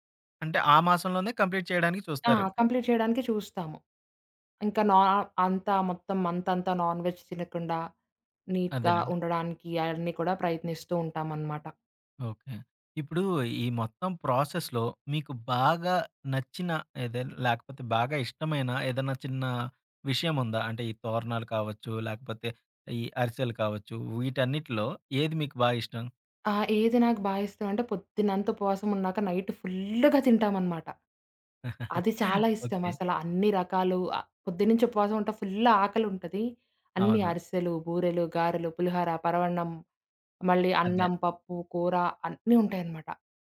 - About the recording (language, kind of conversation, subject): Telugu, podcast, మీ కుటుంబ సంప్రదాయాల్లో మీకు అత్యంత ఇష్టమైన సంప్రదాయం ఏది?
- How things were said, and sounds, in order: in English: "కంప్లీట్"; in English: "కంప్లీట్"; other background noise; in English: "నాన్ వెజ్"; in English: "నీట్‌గా"; tapping; in English: "ప్రాసెస్‌లో"; in English: "నైట్"; stressed: "ఫుల్లుగా"; chuckle; stressed: "అన్నీ"